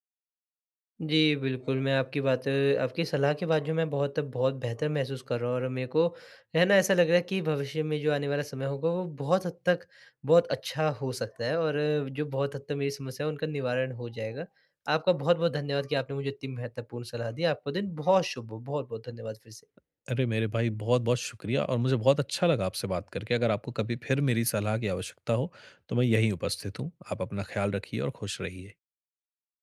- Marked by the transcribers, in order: none
- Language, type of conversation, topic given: Hindi, advice, मैं अचानक होने वाले दुःख और बेचैनी का सामना कैसे करूँ?